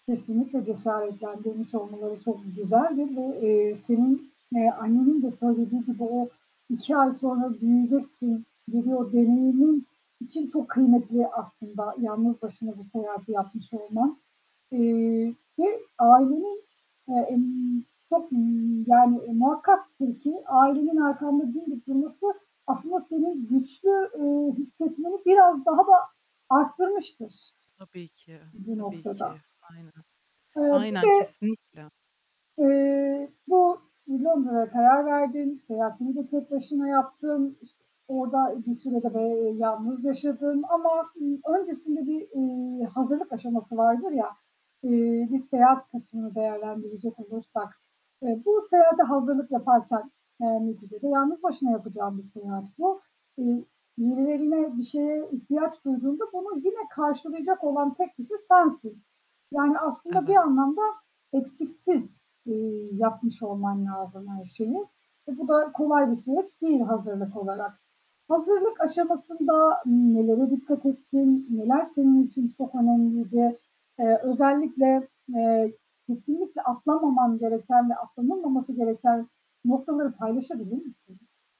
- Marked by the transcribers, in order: static; unintelligible speech; tapping; distorted speech; other background noise
- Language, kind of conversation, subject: Turkish, podcast, İlk kez yalnız seyahat ettiğinde neler öğrendin, paylaşır mısın?